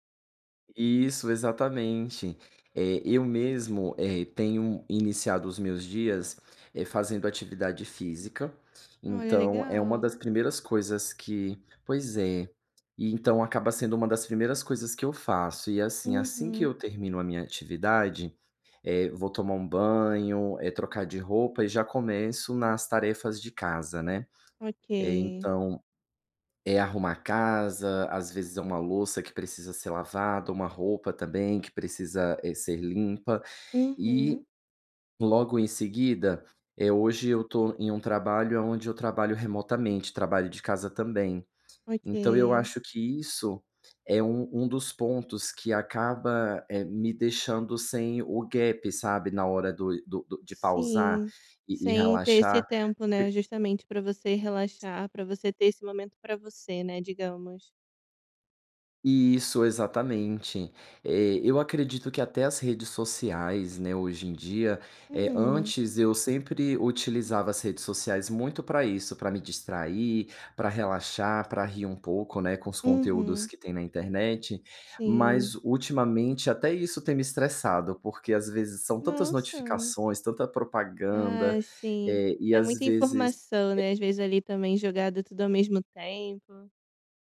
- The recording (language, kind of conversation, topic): Portuguese, advice, Como posso relaxar em casa depois de um dia cansativo?
- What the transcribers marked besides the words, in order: in English: "gap"